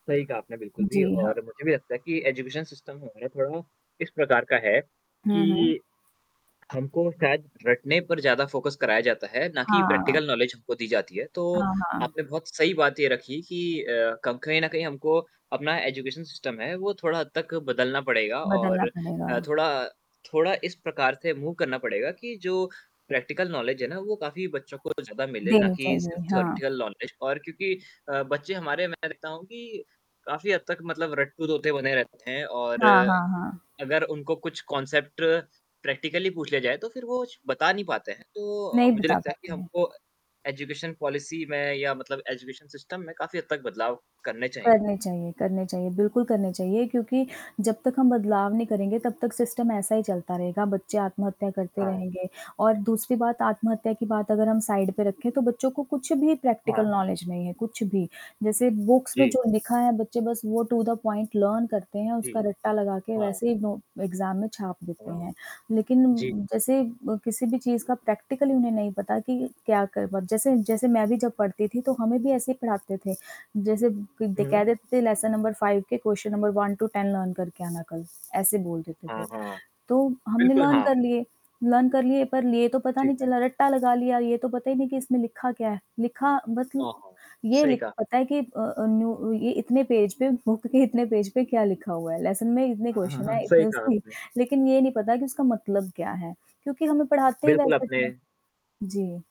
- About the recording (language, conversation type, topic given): Hindi, unstructured, क्या पढ़ाई के तनाव के कारण बच्चे आत्महत्या जैसा कदम उठा सकते हैं?
- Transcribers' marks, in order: distorted speech; static; in English: "एजुकेशन सिस्टम"; in English: "फ़ोकस"; in English: "प्रैक्टिकल नॉलेज"; in English: "एजुकेशन सिस्टम"; in English: "मूव"; in English: "प्रैक्टिकल नॉलेज"; in English: "थॉरीटिकल नॉलेज"; in English: "कॉन्सेप्ट प्रैक्टिकली"; in English: "एजुकेशन पॉलिसी"; in English: "एजुकेशन सिस्टम"; in English: "सिस्टम"; in English: "साइड"; in English: "प्रैक्टिकल नॉलेज"; in English: "बुक्स"; in English: "टू-द-पॉइंट लर्न"; in English: "एग्ज़ाम"; in English: "प्रैक्टिकल"; in English: "लेसन नंबर फाइव"; in English: "क्वेश्चन नंबर वन टू टेन लर्न"; in English: "लर्न"; in English: "लर्न"; in English: "पेज"; laughing while speaking: "बुक के इतने"; in English: "बुक"; in English: "पेज"; in English: "लेसन"; in English: "क्वेश्चन"